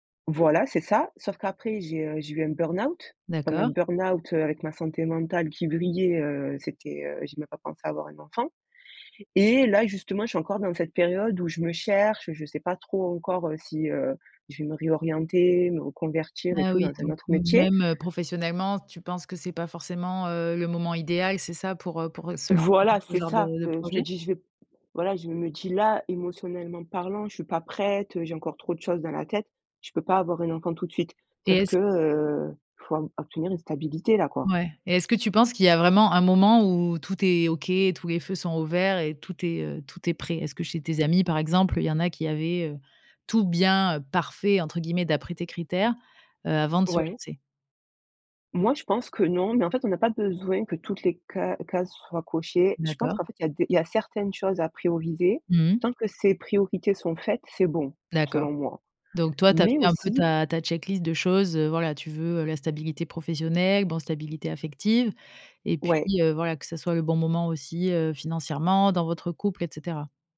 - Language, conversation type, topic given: French, podcast, Quels critères prends-tu en compte avant de décider d’avoir des enfants ?
- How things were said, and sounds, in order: stressed: "Voilà"; in English: "checklist"